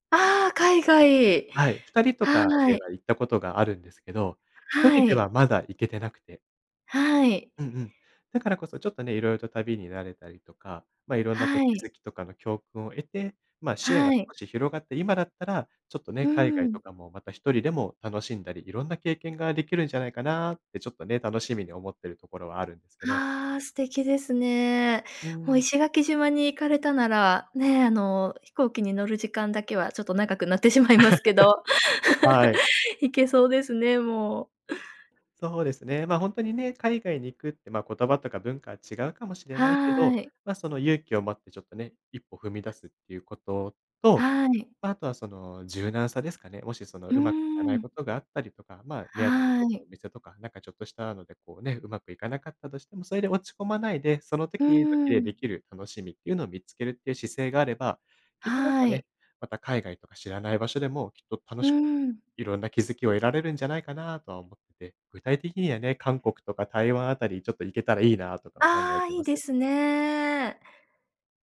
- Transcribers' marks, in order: other noise; laugh
- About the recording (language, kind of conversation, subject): Japanese, podcast, 旅行で学んだ大切な教訓は何ですか？